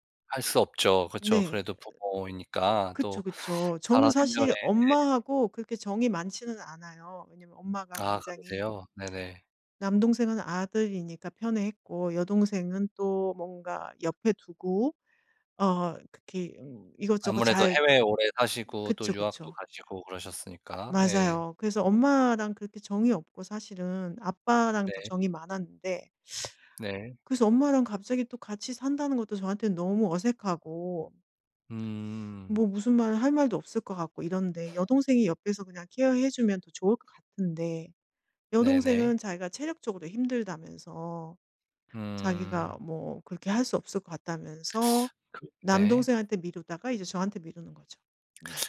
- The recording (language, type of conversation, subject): Korean, advice, 부모님의 건강이 악화되면서 돌봄과 의사결정 권한을 두고 가족 간에 갈등이 있는데, 어떻게 해결하면 좋을까요?
- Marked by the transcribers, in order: other background noise